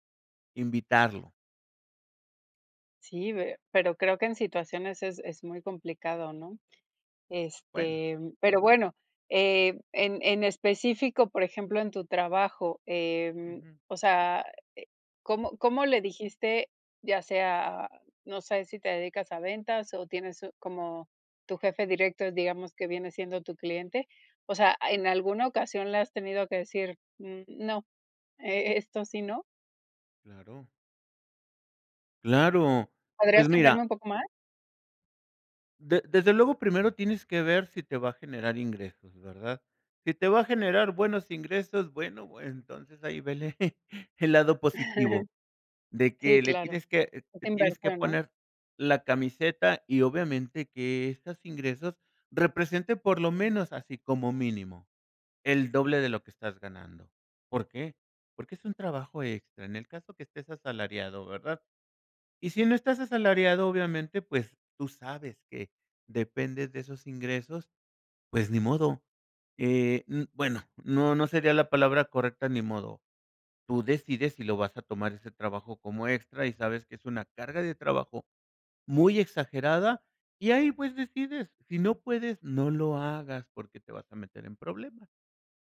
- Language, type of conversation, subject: Spanish, podcast, ¿Cómo decides cuándo decir “no” en el trabajo?
- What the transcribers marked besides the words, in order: other background noise; tapping; chuckle